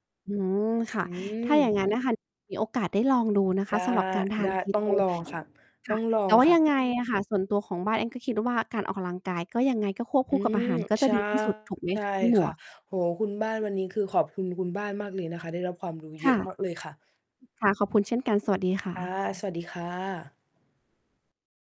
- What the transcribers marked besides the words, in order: distorted speech; tapping
- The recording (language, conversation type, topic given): Thai, unstructured, คุณคิดว่าการออกกำลังกายช่วยให้สุขภาพดีขึ้นอย่างไร?